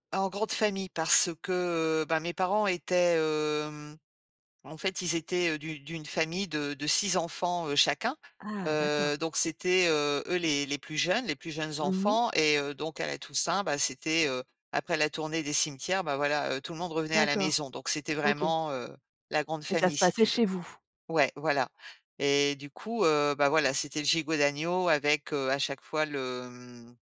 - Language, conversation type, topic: French, podcast, Quelle nourriture te fait toujours te sentir comme à la maison ?
- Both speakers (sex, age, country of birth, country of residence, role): female, 50-54, France, France, guest; female, 55-59, France, France, host
- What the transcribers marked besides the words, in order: drawn out: "le, mmh"